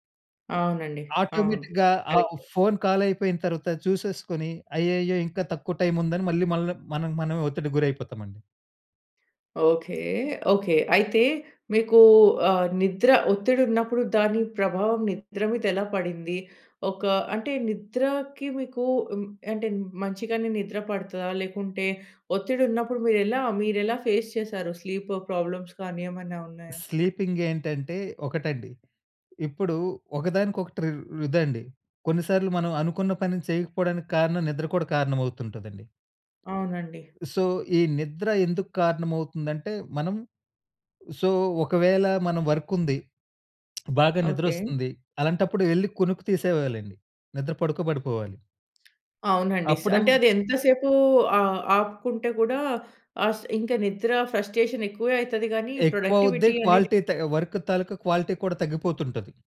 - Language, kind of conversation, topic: Telugu, podcast, ఒత్తిడిని మీరు ఎలా ఎదుర్కొంటారు?
- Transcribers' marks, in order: in English: "ఆటోమేటిక్‌గా"; in English: "టైమ్"; tapping; in English: "స్లీప్ ప్రాబ్లమ్స్"; in English: "స్లీపింగ్"; in English: "సో"; in English: "సో"; in English: "వర్క్"; teeth sucking; in English: "ఫ్రస్ట్రేషన్"; in English: "ప్రొడక్టివిటీ"; in English: "క్వాలిటీ"; in English: "వర్క్"; in English: "క్వాలిటీ"